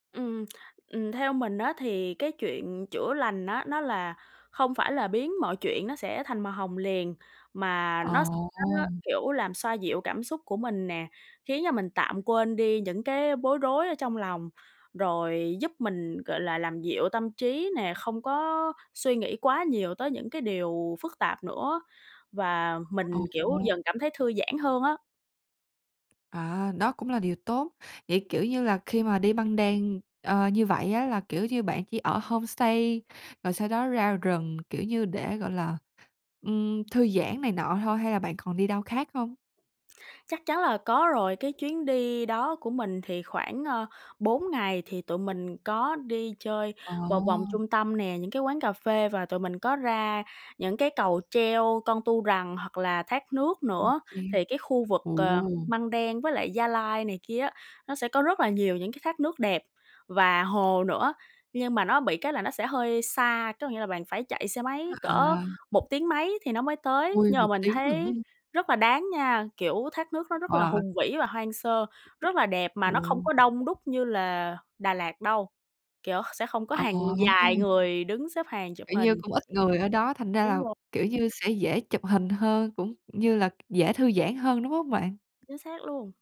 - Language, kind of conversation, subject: Vietnamese, podcast, Bạn đã từng thấy thiên nhiên giúp chữa lành tâm trạng của mình chưa?
- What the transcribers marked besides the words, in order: tapping; other background noise; in English: "homestay"